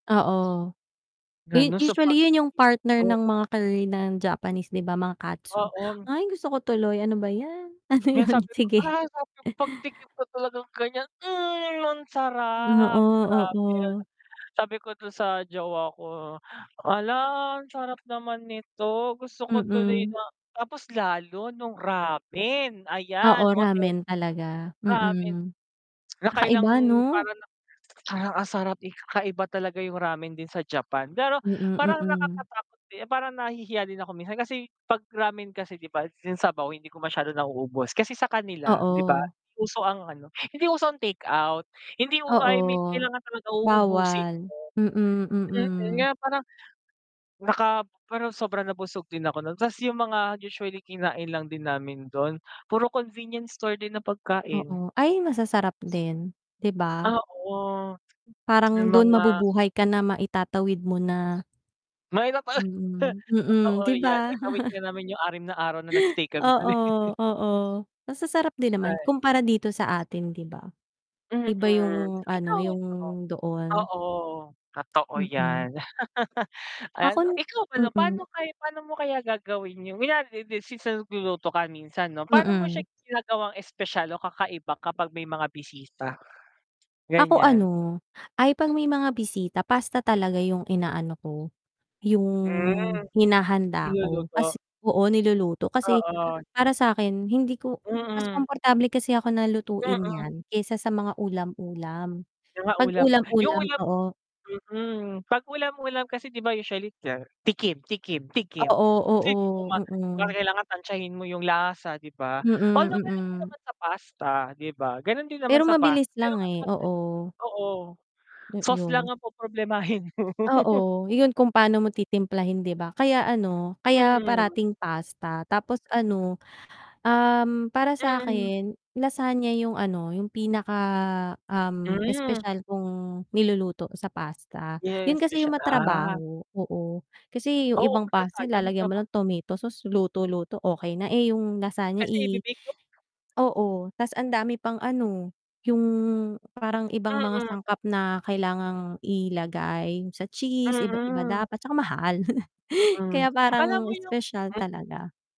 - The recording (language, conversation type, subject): Filipino, unstructured, Ano ang paborito mong lutuing pambahay?
- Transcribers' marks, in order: bird; in Japanese: "katsu"; laughing while speaking: "Ano yun?"; chuckle; joyful: "mhm"; static; drawn out: "sarap"; other background noise; tsk; tapping; scoff; chuckle; chuckle; laugh; unintelligible speech; distorted speech; unintelligible speech; laughing while speaking: "mo"; laugh; chuckle